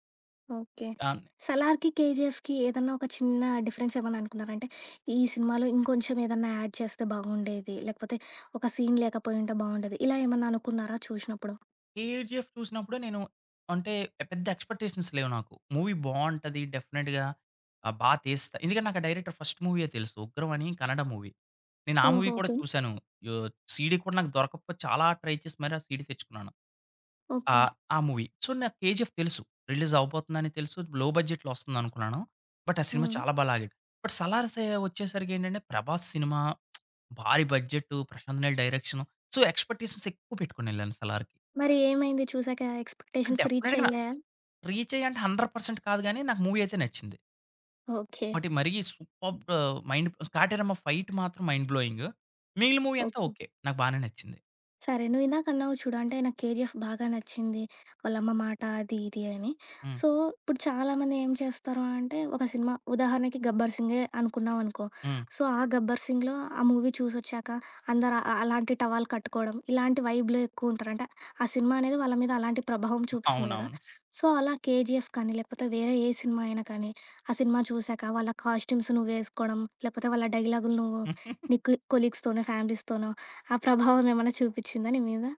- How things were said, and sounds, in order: other background noise; in English: "డిఫరెన్స్"; in English: "ఆడ్"; in English: "సీన్"; in English: "ఎక్స్‌పెక్టేషన్స్"; in English: "మూవీ"; in English: "డెఫినిట్‌గా"; in English: "డైరెక్టర్ ఫస్ట్"; in English: "మూవీ"; in English: "మూవీ"; in English: "ట్రై"; in English: "మూవీ. సో"; in English: "రిలీజ్"; in English: "లో బడ్జెట్‌లో"; in English: "బట్"; in English: "బట్"; lip smack; in English: "డైరెక్షన్ సో ఎక్స్‌పెక్టేషన్స్"; in English: "ఎక్స్‌పెక్టేషన్స్ రీచ్"; in English: "డెఫినిట్‌గా రీచ్"; in English: "హండ్రెడ్ పర్సెంట్"; in English: "మూవీ"; tapping; in English: "సూపర్బ్!"; in English: "మైండ్"; in English: "ఫైట్"; in English: "మైండ్"; in English: "మూవీ"; in English: "సో"; in English: "సో"; in English: "మూవీ"; in English: "టవల్"; in English: "వైబ్‌లో"; in English: "సో"; in English: "కాస్ట్యూమ్స్"; giggle; in English: "కొలీగ్స్‌తోనో ఫ్యామిలీస్‌తోనో"; giggle
- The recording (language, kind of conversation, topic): Telugu, podcast, ఫిల్మ్ లేదా టీవీలో మీ సమూహాన్ని ఎలా చూపిస్తారో అది మిమ్మల్ని ఎలా ప్రభావితం చేస్తుంది?